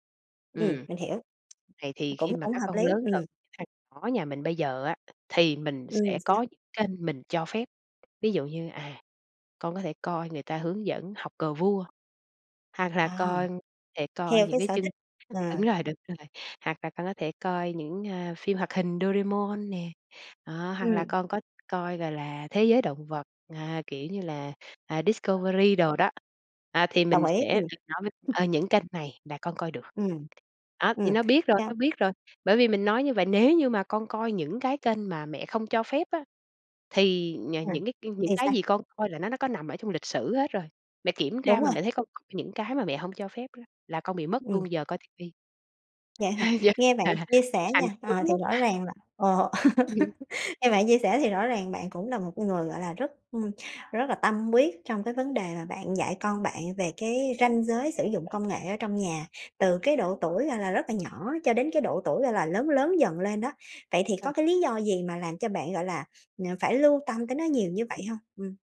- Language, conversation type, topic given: Vietnamese, podcast, Bạn dạy con thiết lập ranh giới sử dụng công nghệ trong gia đình như thế nào?
- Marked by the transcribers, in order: tapping; other background noise; unintelligible speech; unintelligible speech; chuckle; laugh; chuckle